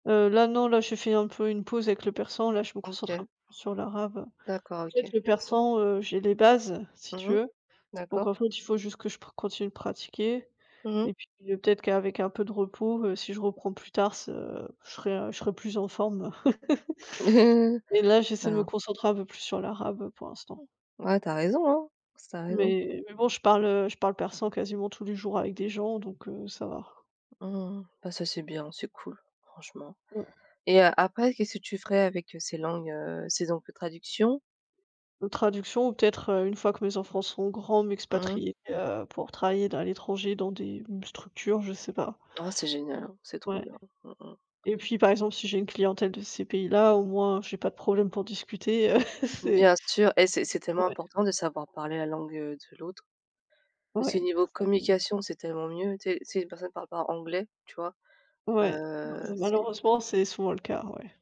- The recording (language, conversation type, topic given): French, unstructured, Quelle est ta plus grande source de joie ?
- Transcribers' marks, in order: drawn out: "ce"; chuckle; "Tu as" said as "Ça a"; other background noise; unintelligible speech; chuckle